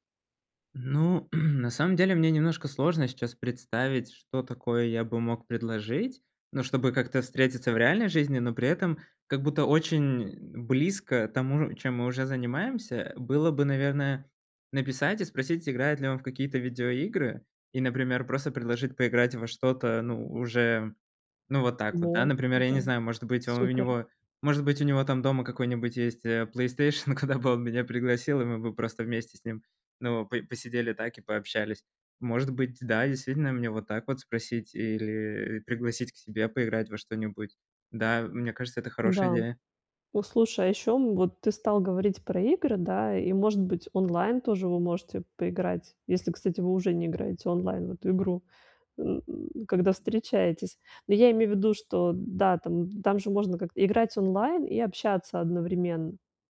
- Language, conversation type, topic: Russian, advice, Как постепенно превратить знакомых в близких друзей?
- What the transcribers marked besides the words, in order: throat clearing; laughing while speaking: "куда бы он меня"; tapping